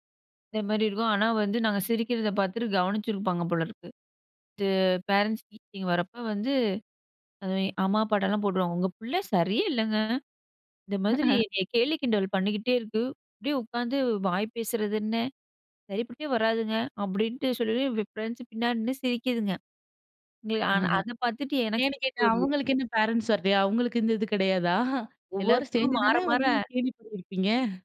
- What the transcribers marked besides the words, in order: in English: "பேரன்ட்ஸ் மீட்டிங்"; put-on voice: "உங்க பிள்ளை சரியே இல்லங்க. இந்த … உட்காந்து வாய் பேசுறதுன்னு"; chuckle; in English: "ஃப்ரெண்ட்ஸ்"; in English: "பேரன்ட்ஸ்"; laughing while speaking: "இது கிடையாதா? எல்லாரும் சேர்ந்து தானே வந்து கேலி பண்ணிருப்பீங்க?"
- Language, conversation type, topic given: Tamil, podcast, பள்ளிக்கால நினைவுகளில் உனக்கு பிடித்தது என்ன?